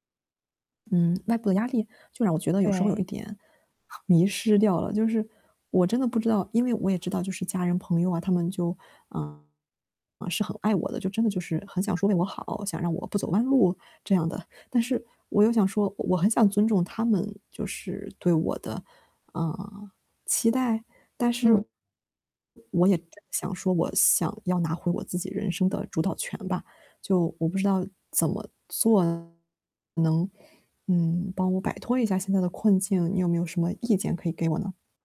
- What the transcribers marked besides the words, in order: static; distorted speech
- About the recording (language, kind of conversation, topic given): Chinese, advice, 我害怕辜负家人和朋友的期望，该怎么办？